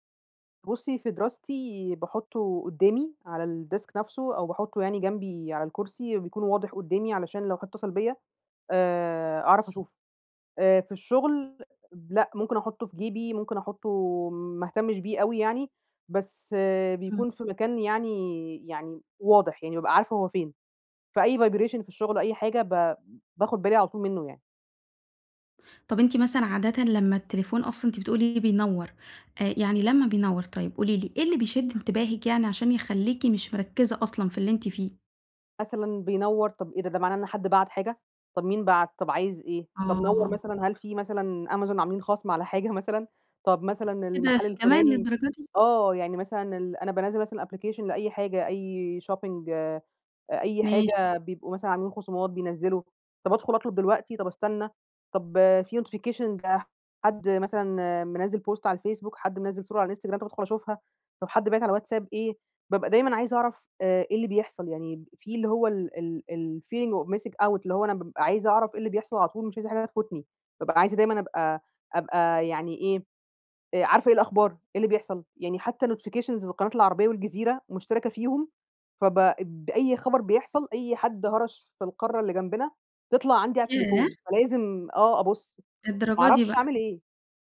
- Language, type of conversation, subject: Arabic, advice, إزاي إشعارات الموبايل بتخلّيك تتشتّت وإنت شغال؟
- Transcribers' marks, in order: in English: "الdesk"; unintelligible speech; in English: "vibration"; laughing while speaking: "حاجة مثلًا؟"; in English: "application"; in English: "shopping"; in English: "notification"; in English: "الfeeling of Missing Out"; in English: "notifications"